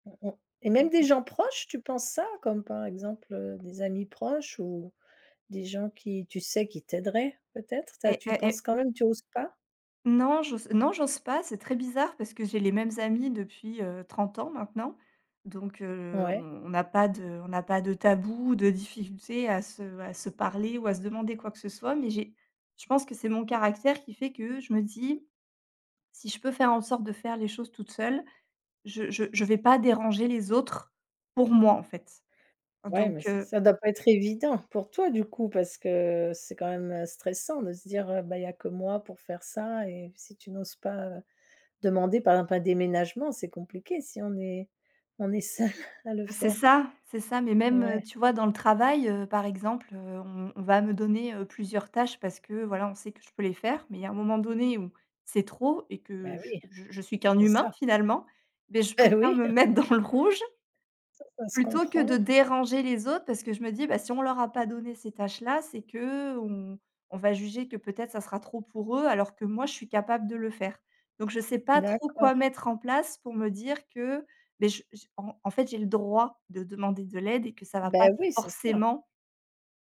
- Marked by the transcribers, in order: stressed: "pour moi"; laughing while speaking: "seul"; tapping; laughing while speaking: "Beh oui !"; laughing while speaking: "me mettre dans le rouge"; stressed: "droit"; stressed: "forcément"
- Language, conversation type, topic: French, advice, Pourquoi avez-vous du mal à demander de l’aide ou à déléguer ?